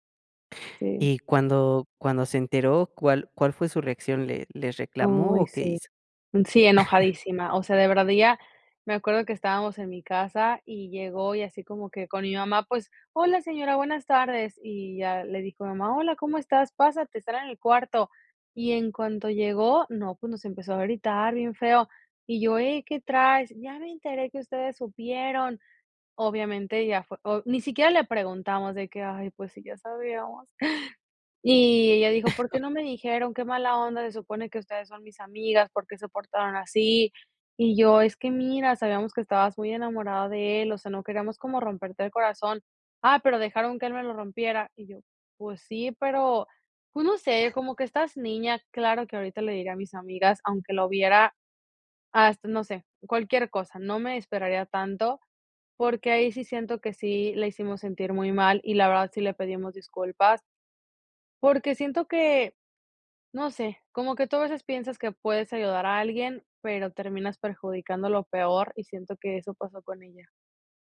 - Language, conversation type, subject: Spanish, podcast, ¿Cómo pides disculpas cuando metes la pata?
- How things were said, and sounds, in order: chuckle; chuckle; other background noise